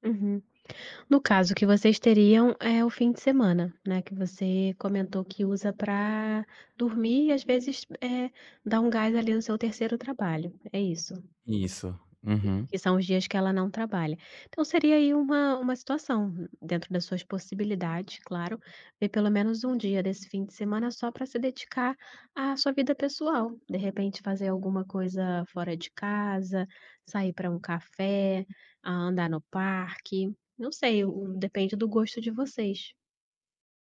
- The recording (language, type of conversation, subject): Portuguese, advice, Como posso equilibrar trabalho e vida pessoal para ter mais tempo para a minha família?
- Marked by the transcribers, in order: none